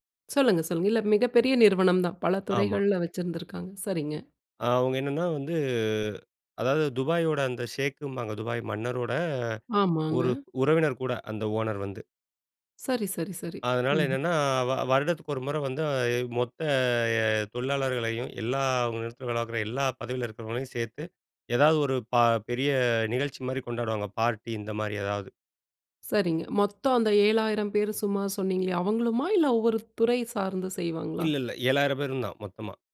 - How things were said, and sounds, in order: other background noise; drawn out: "மொத்த"
- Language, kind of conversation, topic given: Tamil, podcast, ஒரு பெரிய சாகச அனுபவம் குறித்து பகிர முடியுமா?